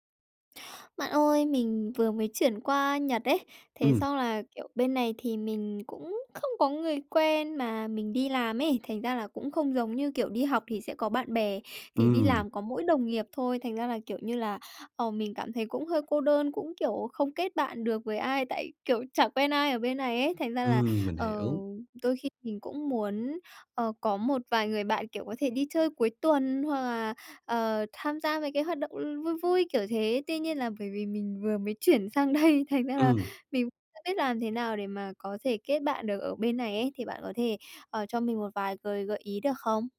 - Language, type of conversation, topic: Vietnamese, advice, Làm sao để kết bạn ở nơi mới?
- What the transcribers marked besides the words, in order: tapping; laughing while speaking: "đây"; unintelligible speech